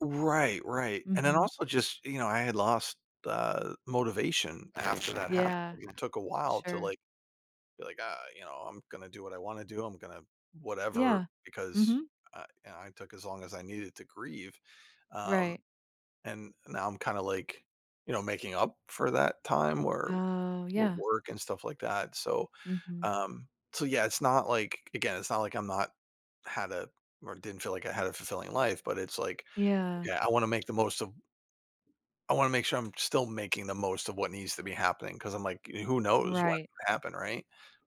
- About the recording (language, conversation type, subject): English, advice, How can I cope with grief after losing someone?
- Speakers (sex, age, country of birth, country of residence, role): female, 40-44, United States, United States, advisor; male, 50-54, United States, United States, user
- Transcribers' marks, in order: tapping; other background noise